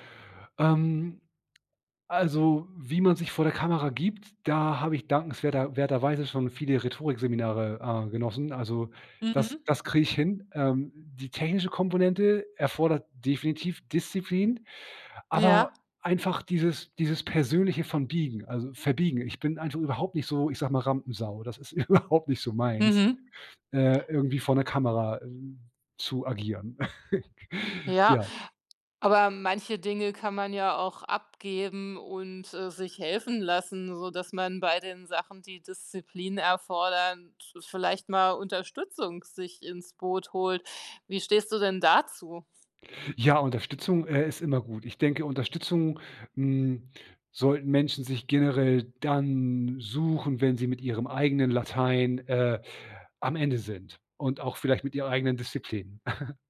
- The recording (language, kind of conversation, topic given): German, podcast, Wie findest du die Balance zwischen Disziplin und Freiheit?
- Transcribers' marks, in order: laughing while speaking: "überhaupt nicht"; chuckle; chuckle